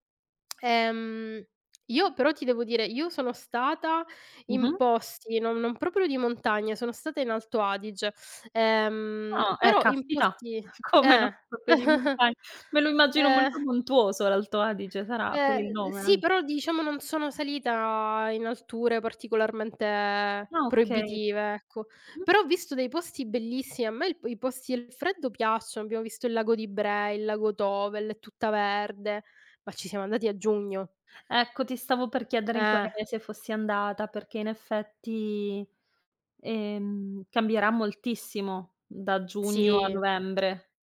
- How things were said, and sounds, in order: tongue click; other background noise; background speech; chuckle; laughing while speaking: "come no?"; unintelligible speech; chuckle; tapping
- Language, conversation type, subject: Italian, unstructured, Come decidi se fare una vacanza al mare o in montagna?